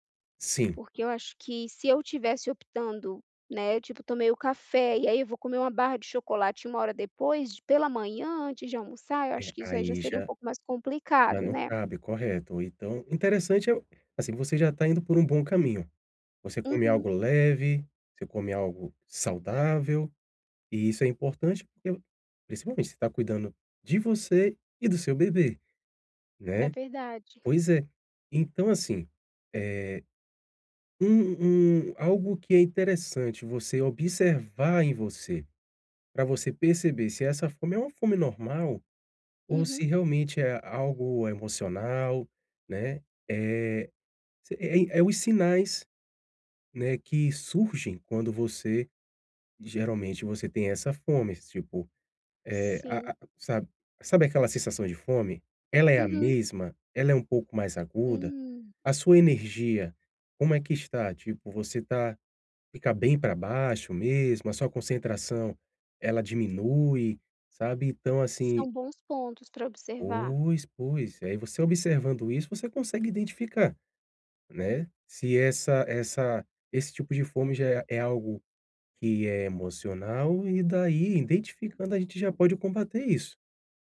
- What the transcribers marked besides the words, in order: none
- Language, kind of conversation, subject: Portuguese, advice, Como posso aprender a reconhecer os sinais de fome e de saciedade no meu corpo?